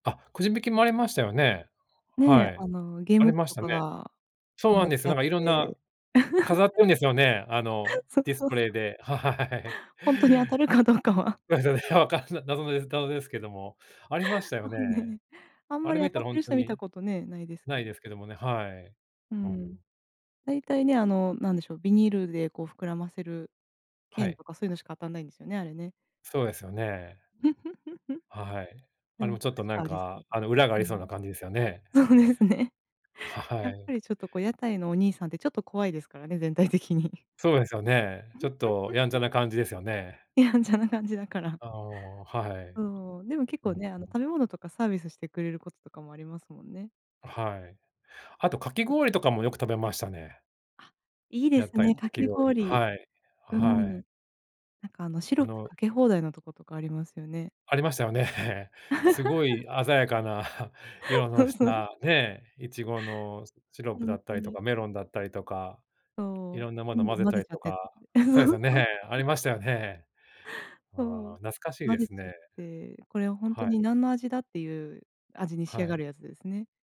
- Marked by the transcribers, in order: chuckle; laughing while speaking: "そう そう そう"; laughing while speaking: "はい"; laughing while speaking: "どうかは"; laughing while speaking: "ま、それは、わかんな"; chuckle; laughing while speaking: "そうですね"; laughing while speaking: "全体的に"; chuckle; laughing while speaking: "やんちゃな感じだから"; other background noise; unintelligible speech; laughing while speaking: "ありましたよね"; laugh; chuckle; chuckle; laughing while speaking: "そう そう。う"
- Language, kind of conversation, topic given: Japanese, unstructured, 祭りに参加した思い出はありますか？
- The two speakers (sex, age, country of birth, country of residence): female, 30-34, Japan, Japan; male, 45-49, Japan, United States